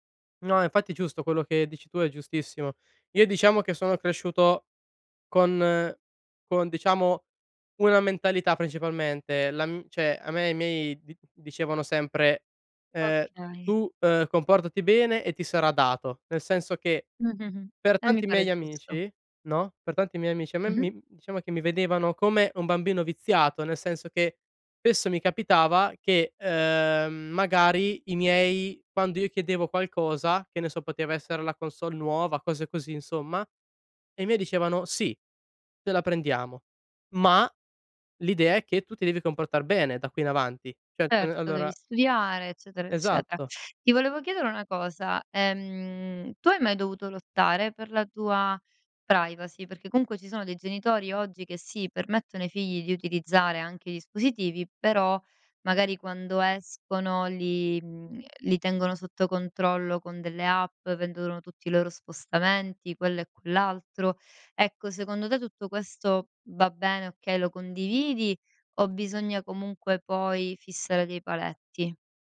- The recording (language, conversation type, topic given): Italian, podcast, Come creare confini tecnologici in famiglia?
- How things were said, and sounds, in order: "cioè" said as "ceh"; "Cioè" said as "ceh"